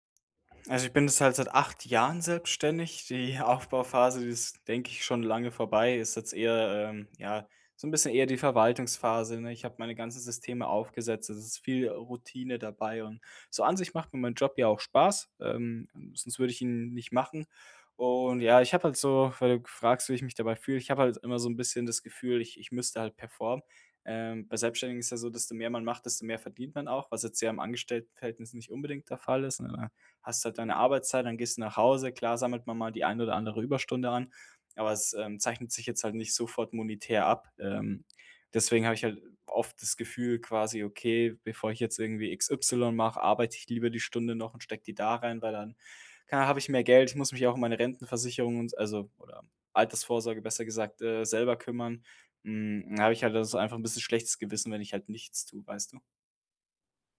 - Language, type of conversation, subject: German, advice, Warum fällt es mir schwer, zu Hause zu entspannen und loszulassen?
- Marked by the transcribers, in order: none